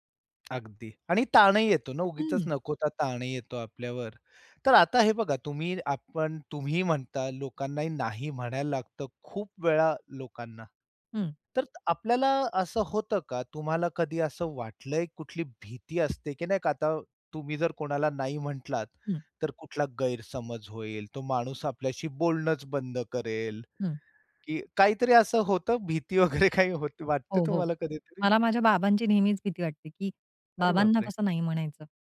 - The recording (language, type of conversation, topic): Marathi, podcast, नकार म्हणताना तुम्हाला कसं वाटतं आणि तुम्ही तो कसा देता?
- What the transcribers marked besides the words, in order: tapping; laughing while speaking: "वगैरे काही"